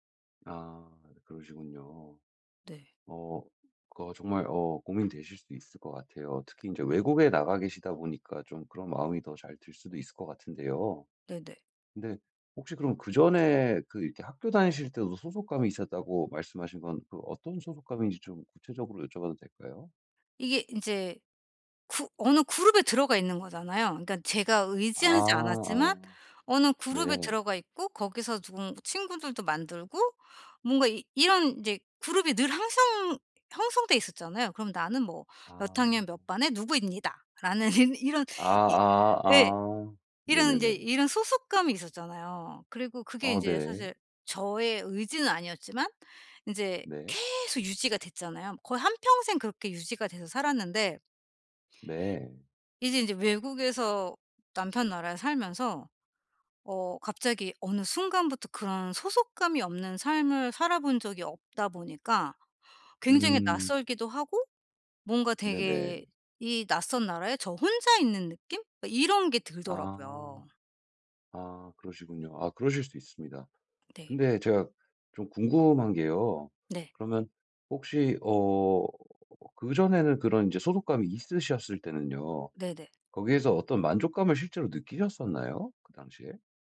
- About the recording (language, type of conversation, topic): Korean, advice, 소속감을 잃지 않으면서도 제 개성을 어떻게 지킬 수 있을까요?
- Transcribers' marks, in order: laughing while speaking: "라는 이런"